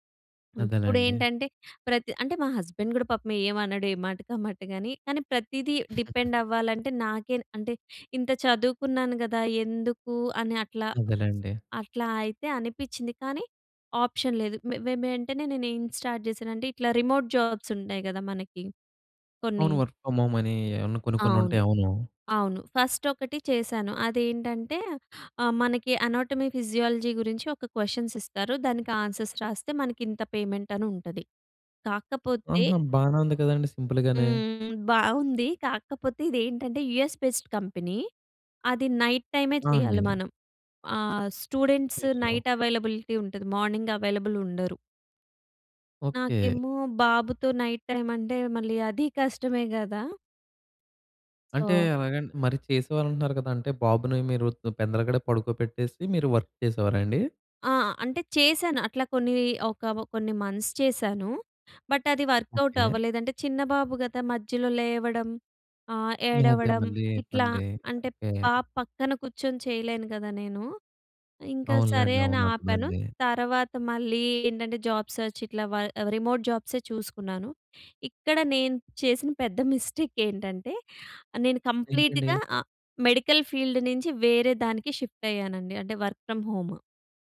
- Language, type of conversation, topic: Telugu, podcast, ఒక ఉద్యోగం విడిచి వెళ్లాల్సిన సమయం వచ్చిందని మీరు గుర్తించడానికి సహాయపడే సంకేతాలు ఏమేమి?
- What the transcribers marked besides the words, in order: in English: "హస్బెండ్"; other noise; in English: "డిపెండ్"; other background noise; in English: "ఆప్షన్"; in English: "స్టార్ట్"; in English: "రిమోట్ జాబ్స్"; in English: "వర్క్ ఫ్రమ్ హోమ్"; in English: "ఫస్ట్"; in English: "అనాటమీ, ఫిజియాలజీ"; in English: "క్వెషన్స్"; in English: "ఆన్సర్స్"; in English: "పేమెంట్"; in English: "సింపుల్"; in English: "యూఎస్ బేస్డ్ కంపెనీ"; in English: "నైట్"; in English: "స్టూడెంట్స్ నైట్ అవైలబిలిటీ"; in English: "మార్నింగ్ అవైలబుల్"; in English: "నైట్ టైమ్"; in English: "సో"; in English: "వర్క్"; in English: "మంత్స్"; in English: "బట్"; in English: "వర్కౌట్"; in English: "జాబ్ సెర్చ్"; in English: "రిమోట్"; in English: "మిస్టేక్"; in English: "కంప్లీట్‌గా మెడికల్ ఫీల్డ్"; in English: "షిఫ్ట్"; in English: "వర్క్ ఫ్రమ్ హోమ్"